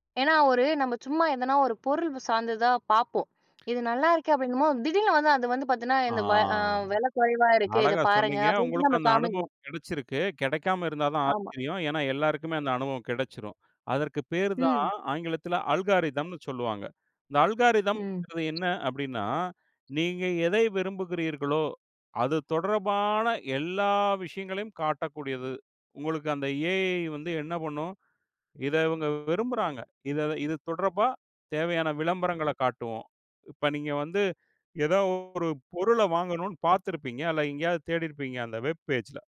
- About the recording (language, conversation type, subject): Tamil, podcast, ஒரு பழக்கத்தை இடையில் தவறவிட்டால், அதை மீண்டும் எப்படி தொடங்குவீர்கள்?
- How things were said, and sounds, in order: other noise; in English: "அல்காரிதம்னு"; in English: "அல்காரிதம்ங்கிறது"; in English: "வெப் பேஜ்ல"